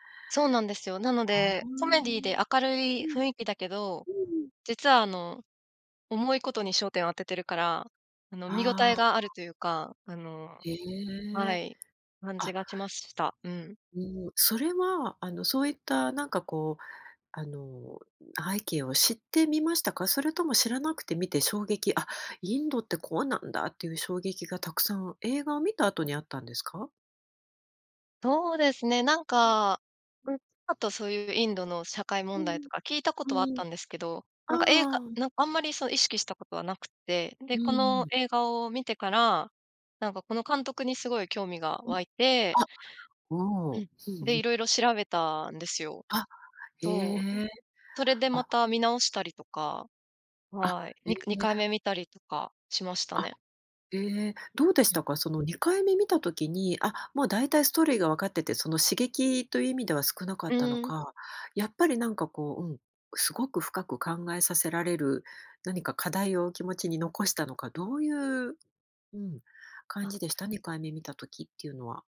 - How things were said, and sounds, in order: none
- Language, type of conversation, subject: Japanese, podcast, 好きな映画にまつわる思い出を教えてくれますか？